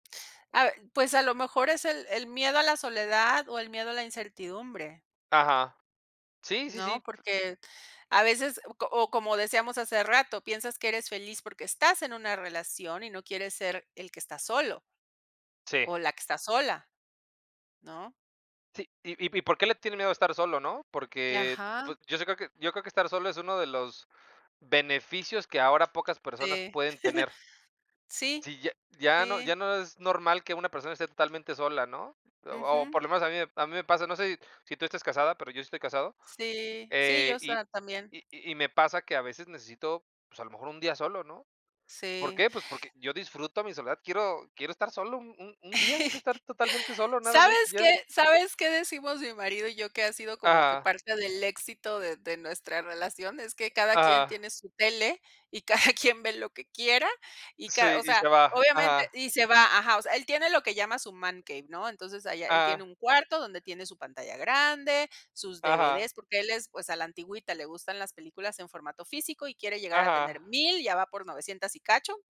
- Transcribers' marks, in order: tapping; chuckle; laugh; other background noise; laughing while speaking: "cada"; "DVD" said as "devedes"
- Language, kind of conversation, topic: Spanish, unstructured, ¿Crees que las relaciones tóxicas afectan mucho la salud mental?